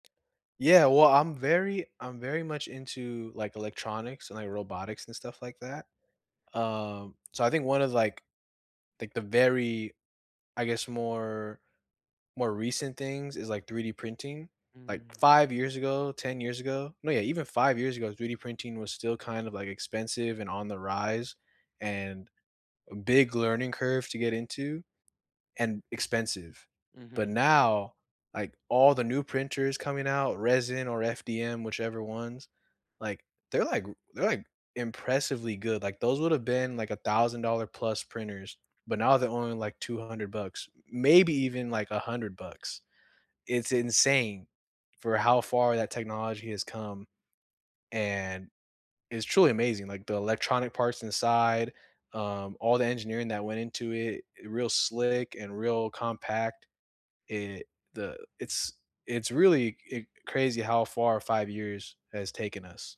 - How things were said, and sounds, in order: tapping; other background noise
- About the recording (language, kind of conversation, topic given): English, unstructured, Which old technology do you miss, and which new gadget do you love the most?
- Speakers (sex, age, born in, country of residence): female, 50-54, United States, United States; male, 20-24, United States, United States